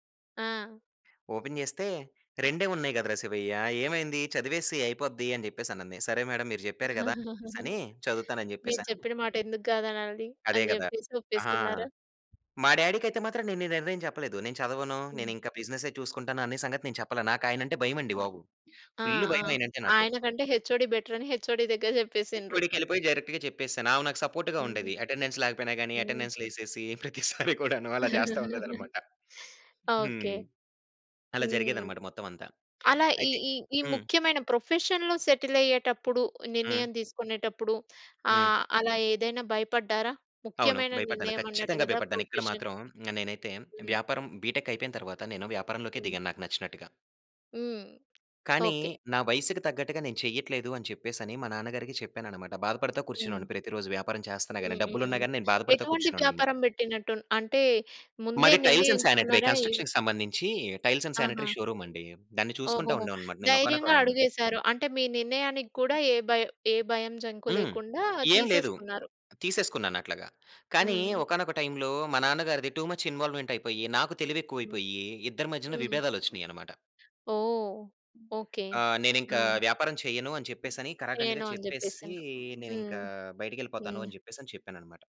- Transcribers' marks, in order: in English: "ఓపెన్"; in English: "మేడమ్"; chuckle; in English: "డాడీకైతే"; other background noise; tapping; in English: "ఫుల్"; in English: "హెచ్ఓడి"; in English: "హెచ్ఓడి"; in English: "హెచ్ఓడికి"; in English: "డైరెక్ట్‌గా"; in English: "సపోర్ట్‌గా"; in English: "అటెండెన్స్"; chuckle; in English: "అటెండెన్స్"; chuckle; in English: "ప్రొఫెషన్‌లో సెటిల్"; sniff; in English: "ప్రొఫెషన్"; in English: "బిటెక్"; in English: "టైల్స్ అండ్ సానిటరీ కన్స్ట్రక్షన్‌కి"; in English: "టైల్స్ అండ్ సానిటరీ"; in English: "టైమ్‌లో"; in English: "టూ ముచ్ ఇన్వాల్వ్‌మెంట్"
- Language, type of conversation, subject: Telugu, podcast, భయం వల్ల నిర్ణయం తీసుకోలేకపోయినప్పుడు మీరు ఏమి చేస్తారు?